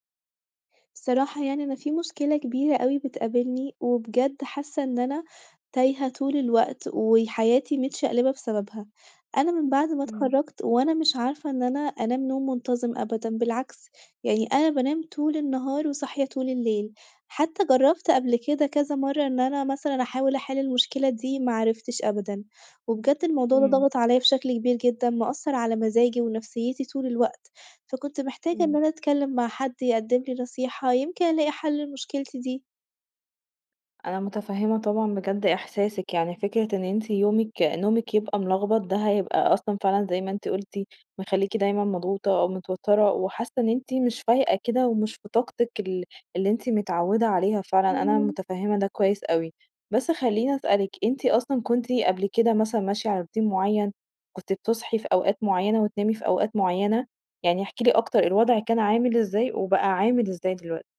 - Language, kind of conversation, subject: Arabic, advice, ازاي اقدر انام كويس واثبت على ميعاد نوم منتظم؟
- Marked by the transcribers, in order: tapping; other background noise; in English: "روتين"